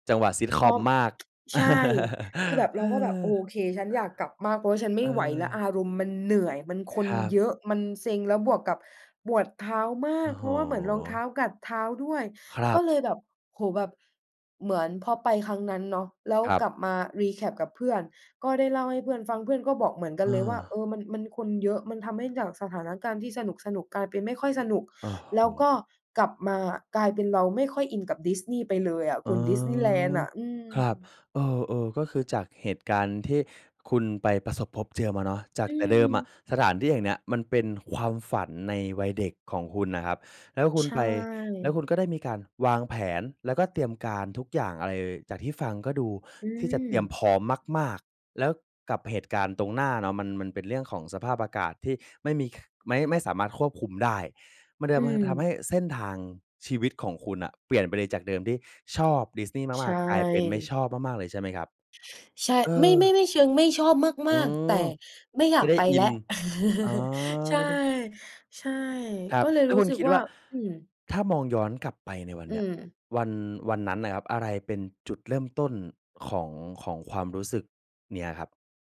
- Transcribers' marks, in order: tsk; chuckle; stressed: "เหนื่อย"; stressed: "เยอะ"; in English: "recap"; chuckle
- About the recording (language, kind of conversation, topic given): Thai, podcast, เคยมีวันเดียวที่เปลี่ยนเส้นทางชีวิตคุณไหม?